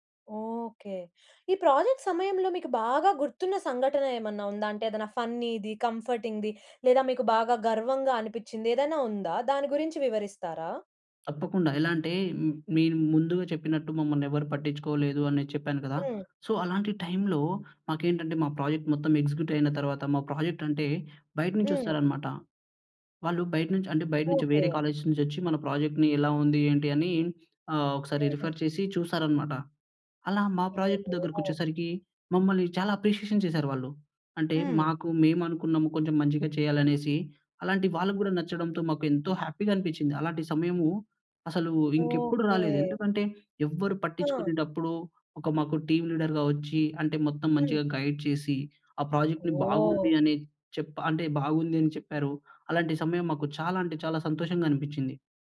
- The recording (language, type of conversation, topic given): Telugu, podcast, పాఠశాల లేదా కాలేజీలో మీరు బృందంగా చేసిన ప్రాజెక్టు అనుభవం మీకు ఎలా అనిపించింది?
- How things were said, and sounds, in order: in English: "ప్రాజెక్ట్"; in English: "ఫన్నీది, కంఫర్టింగ్‌ది"; in English: "సో"; in English: "టైమ్‌లో"; in English: "ప్రాజెక్ట్"; in English: "ఎగ్జిక్యూటివ్"; in English: "ప్రాజెక్ట్"; in English: "కాలేజ్స్"; in English: "ప్రాజెక్ట్‌ని"; in English: "రిఫర్"; in English: "ప్రాజెక్ట్"; in English: "అప్రిషియేషన్"; in English: "హ్యాపీగా"; in English: "టీమ్ లీడర్‌గా"; in English: "గైడ్"; in English: "ప్రాజెక్ట్‌ని"